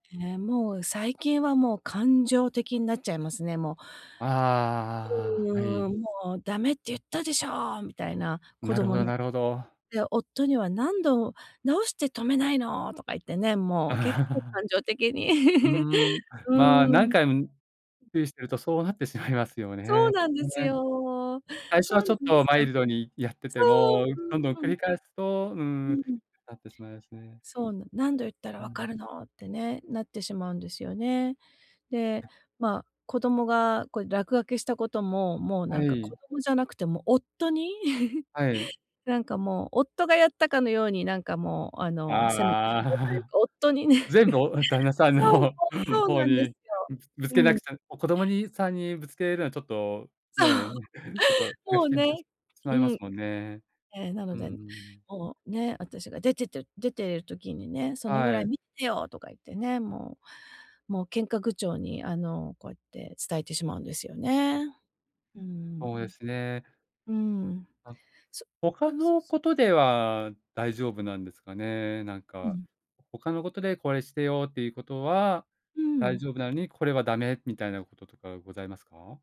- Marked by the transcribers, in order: angry: "ダメっていったでしょ！"; unintelligible speech; laugh; laugh; anticipating: "そうなんですよ"; anticipating: "そう"; angry: "何度言ったら分かるの！"; other noise; laugh; laugh; laugh; laughing while speaking: "そう"; unintelligible speech
- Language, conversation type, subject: Japanese, advice, 家族に自分の希望や限界を無理なく伝え、理解してもらうにはどうすればいいですか？